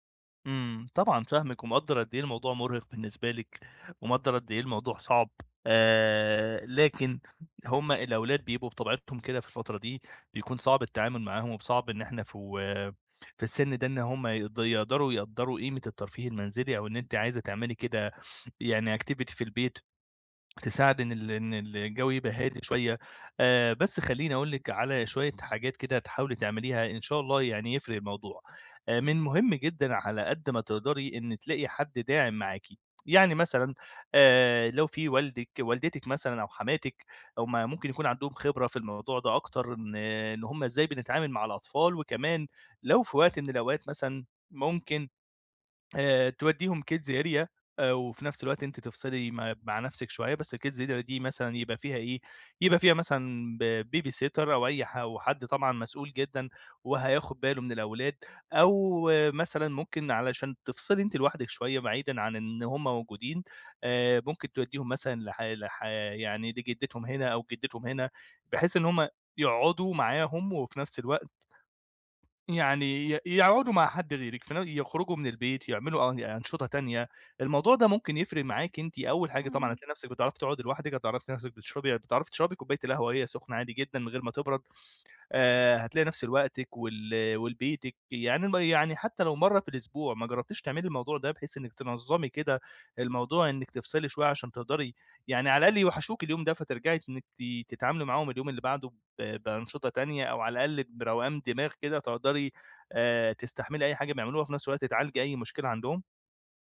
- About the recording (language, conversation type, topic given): Arabic, advice, ليه مش بعرف أركز وأنا بتفرّج على أفلام أو بستمتع بوقتي في البيت؟
- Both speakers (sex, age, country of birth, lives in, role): female, 30-34, Egypt, Egypt, user; male, 25-29, Egypt, Egypt, advisor
- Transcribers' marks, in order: in English: "activity"; tapping; in English: "kids area"; in English: "الkids area"; in English: "b babysitter"